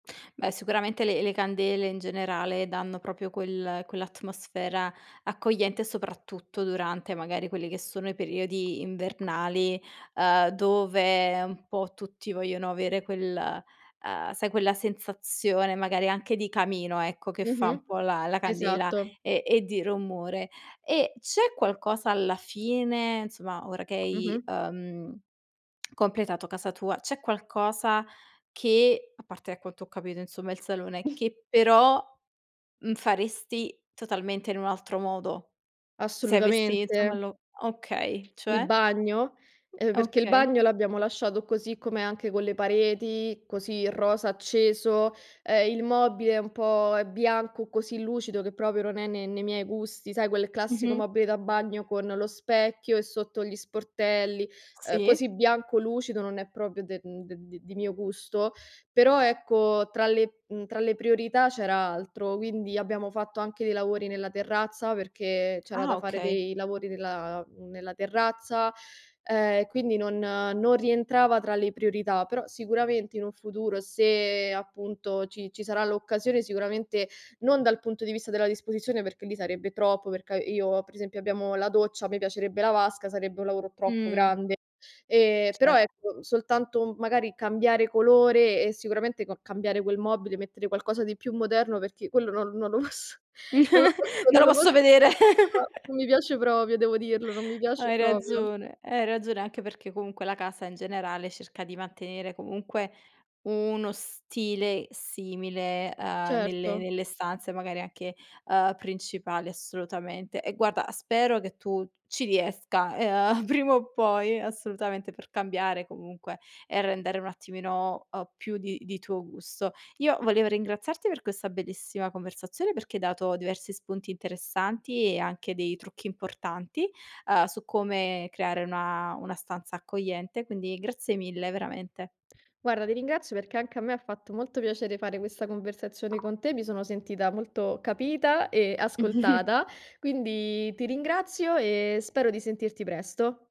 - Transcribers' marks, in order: tapping; tongue click; snort; other background noise; "proprio" said as "propio"; "proprio" said as "propio"; laughing while speaking: "posso"; laugh; laugh; "proprio" said as "propio"; "proprio" said as "propio"; chuckle; chuckle
- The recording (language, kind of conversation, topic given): Italian, podcast, Come rendi una stanza più accogliente senza spendere troppo?